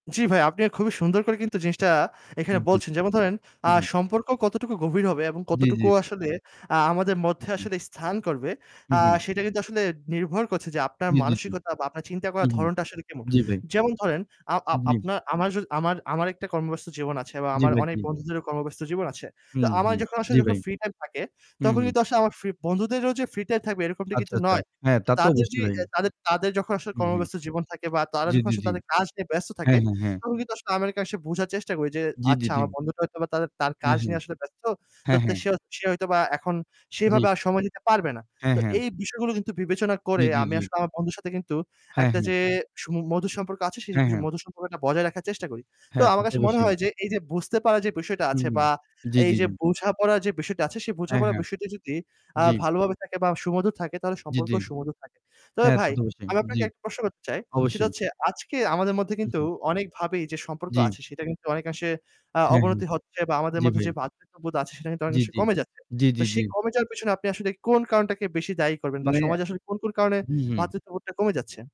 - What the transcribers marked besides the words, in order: static; distorted speech; other background noise; "আচ্ছা, আচ্ছা" said as "আচ্চাচ্চা"; tapping; unintelligible speech; "অবশ্যই" said as "বসেই"
- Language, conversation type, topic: Bengali, unstructured, আপনার মতে, সমাজে ভ্রাতৃত্ববোধ কীভাবে বাড়ানো যায়?
- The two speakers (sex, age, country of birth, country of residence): male, 20-24, Bangladesh, Bangladesh; male, 50-54, Bangladesh, Bangladesh